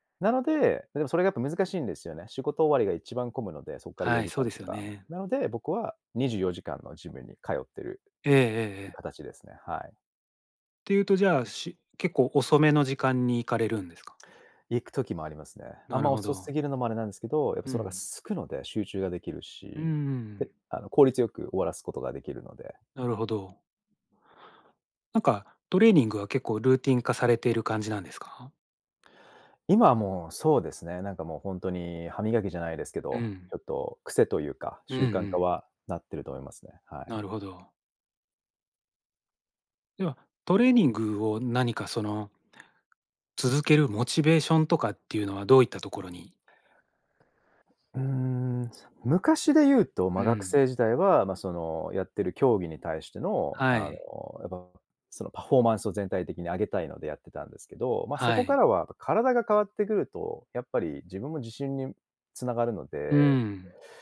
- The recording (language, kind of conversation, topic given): Japanese, podcast, 自分を成長させる日々の習慣って何ですか？
- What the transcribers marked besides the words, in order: other background noise